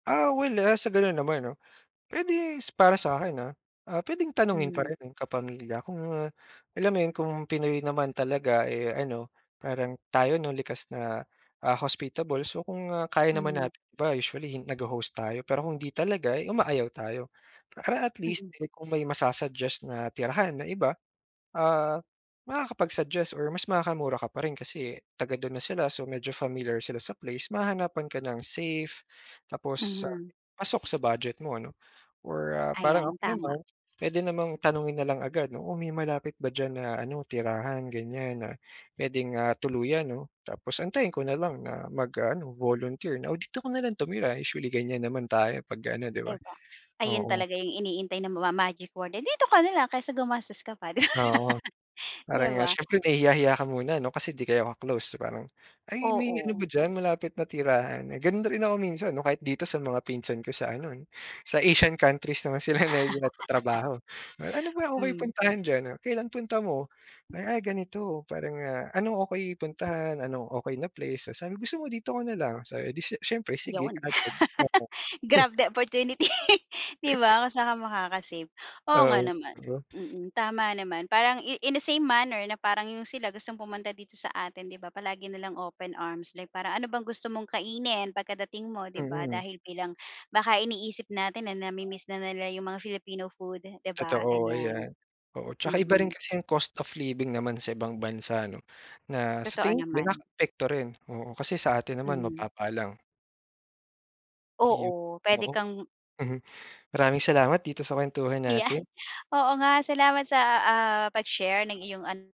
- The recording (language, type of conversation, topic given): Filipino, podcast, Ano ang pinakamatatandaan mong biyahe kasama ang pamilya?
- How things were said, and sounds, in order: tapping; other noise; other background noise; laughing while speaking: "di ba?"; laugh; laughing while speaking: "na"; laugh; laughing while speaking: "Yan"